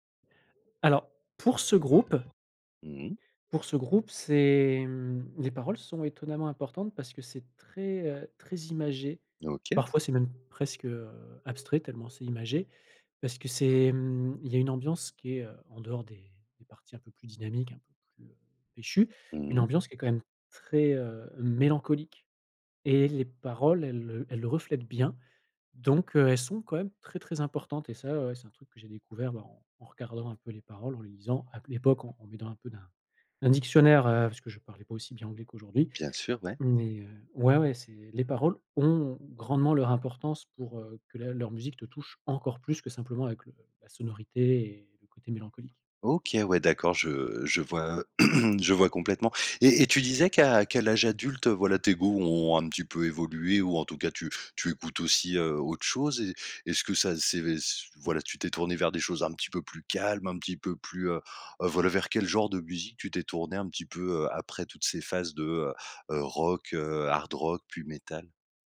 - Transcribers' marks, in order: background speech; other background noise; throat clearing
- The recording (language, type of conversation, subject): French, podcast, Quelle chanson t’a fait découvrir un artiste important pour toi ?